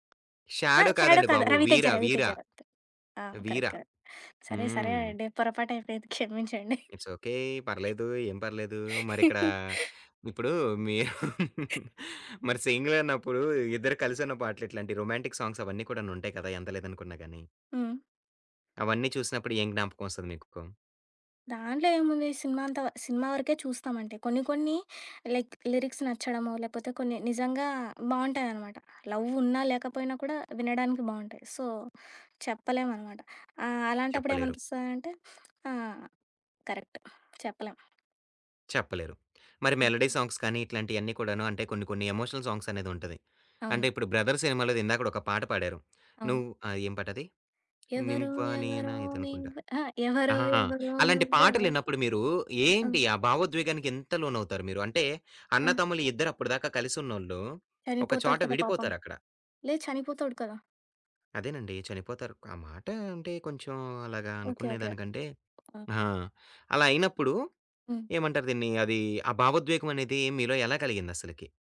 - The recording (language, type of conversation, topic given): Telugu, podcast, పాత జ్ఞాపకాలు గుర్తుకొచ్చేలా మీరు ప్లేలిస్ట్‌కి ఏ పాటలను జోడిస్తారు?
- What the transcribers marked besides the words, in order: in English: "షాడో"; in English: "కరెక్ట్. కరెక్ట్"; in English: "ఇట్స్ ఓకే"; chuckle; other background noise; in English: "రొమాంటిక్"; in English: "లైక్ లిరిక్స్"; in English: "సో"; in English: "కరెక్ట్"; in English: "మెలోడీ సాంగ్స్"; in English: "ఎమోషనల్"; singing: "ఎవరో ఎవరో నీవె"; tapping; singing: "ఎవరో ఎవరో నువ్వెవరో"